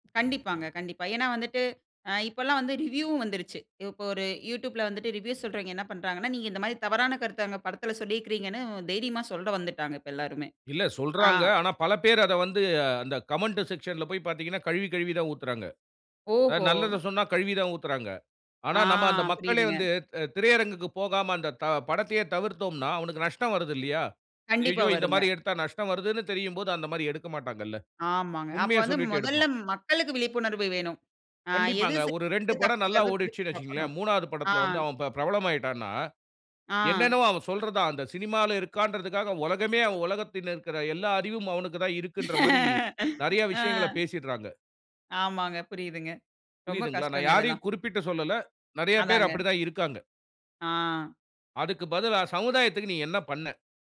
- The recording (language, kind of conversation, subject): Tamil, podcast, சினிமா நம்ம சமூகத்தை எப்படி பிரதிபலிக்கிறது?
- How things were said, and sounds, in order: other background noise; in English: "ரிவ்யூவும்"; in English: "யூட்யூப்ல"; in English: "ரிவ்யூஸ்"; "சொல்றவங்க" said as "சொல்றீங்க"; angry: "ஆனா பலபேர் அத வந்து, அந்த … கழுவி தான் ஊத்துறாங்க"; in English: "கமெண்ட் செக்க்ஷன்ல"; afraid: "ஐயய்யோ! இந்த மாரி எடுத்தா நஷ்டம் வருதுன்னு தெரியும்போது, அந்த மாரி எடுக்க மாட்டாங்கள்ல"; anticipating: "அப்போ வந்து மொதல்ல மக்களுக்கு விழிப்புணர்வு … தப்புங்குறத பிரிச்சு பாக்கணும்"; disgusted: "ஒரு ரெண்டு படம் நல்லா ஓடிட்ச்சுன்னு … நெறைய விஷயங்கள பேசிடுறாங்க"; laugh